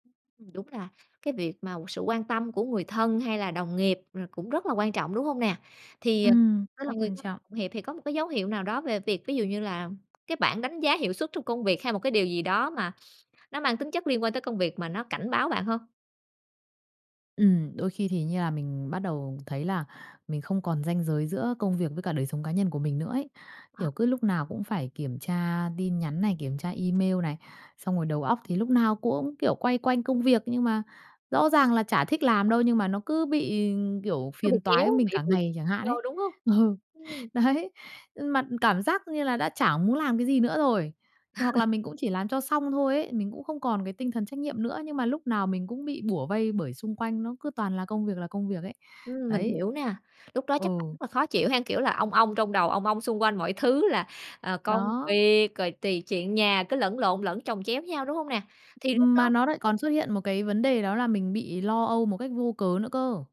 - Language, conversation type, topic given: Vietnamese, podcast, Bạn nghĩ đâu là dấu hiệu cho thấy mình đang bị kiệt sức nghề nghiệp?
- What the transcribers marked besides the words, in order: tapping; unintelligible speech; other background noise; unintelligible speech; laughing while speaking: "Ừ, đấy"; laugh